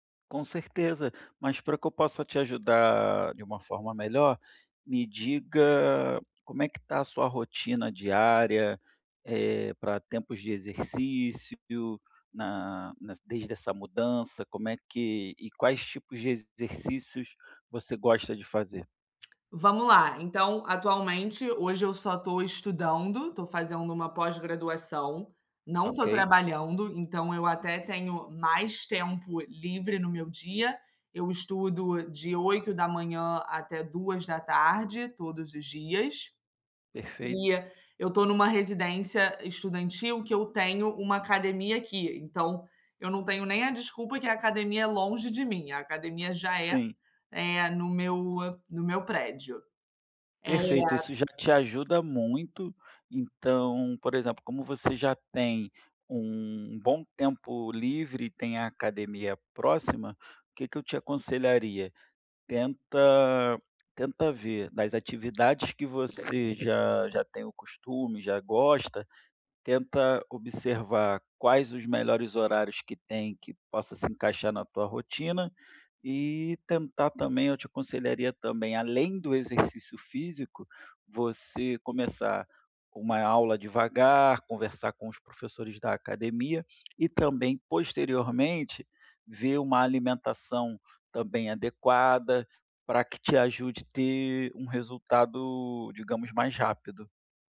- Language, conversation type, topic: Portuguese, advice, Como posso ser mais consistente com os exercícios físicos?
- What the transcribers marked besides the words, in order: tapping